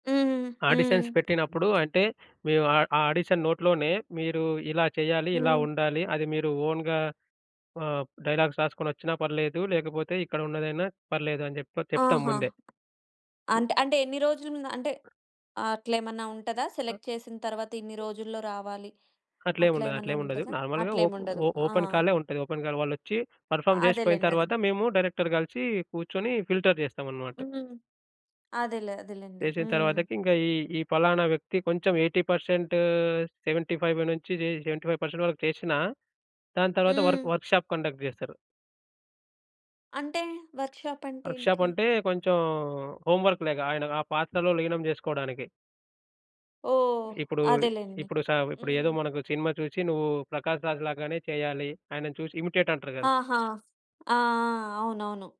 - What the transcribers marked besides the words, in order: in English: "ఆడిషన్స్"; other background noise; in English: "ఆడిషన్ నోట్‌లోనే"; in English: "ఓన్‌గా"; in English: "డైలాగ్స్"; tapping; in English: "సెలెక్ట్"; in English: "నార్మల్‌గా"; in English: "ఓపెన్"; in English: "ఓపెన్ కాల్"; in English: "పర్ఫార్మ్"; in English: "డైరెక్టర్"; in English: "ఫిల్టర్"; in English: "ఎయి‌టి పర్సెంట్ సెవెంటీ ఫైవ్ నుంచి సెవెంటీ ఫైవ్ పర్సెంట్"; in English: "వర్క్ వర్క్‌షాప్ కండక్ట్"; in English: "వర్క్‌షాప్"; in English: "వర్క్‌షాప్"; in English: "హోమ్‌వర్క్‌లాగ"; in English: "ఇమిటేట్"
- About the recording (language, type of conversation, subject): Telugu, podcast, పాత్రలకు నటీనటులను ఎంపిక చేసే నిర్ణయాలు ఎంత ముఖ్యమని మీరు భావిస్తారు?